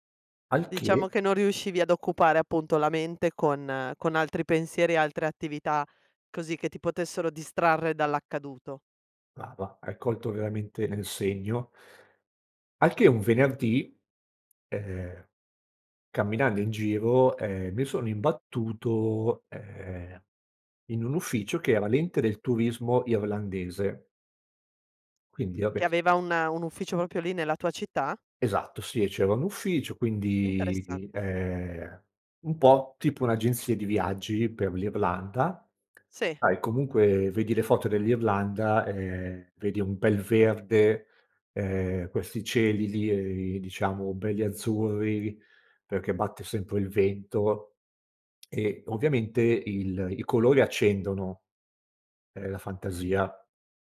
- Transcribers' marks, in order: "proprio" said as "propio"; "Sai" said as "tai"
- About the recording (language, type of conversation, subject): Italian, podcast, Qual è un viaggio che ti ha cambiato la vita?